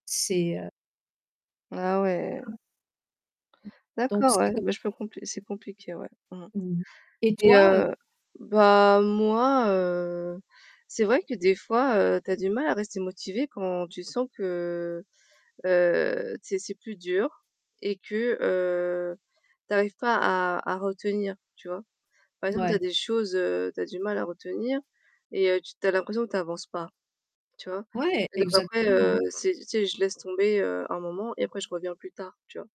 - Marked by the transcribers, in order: unintelligible speech; distorted speech; static
- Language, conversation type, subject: French, unstructured, Qu’est-ce qui te motive à apprendre une nouvelle compétence ?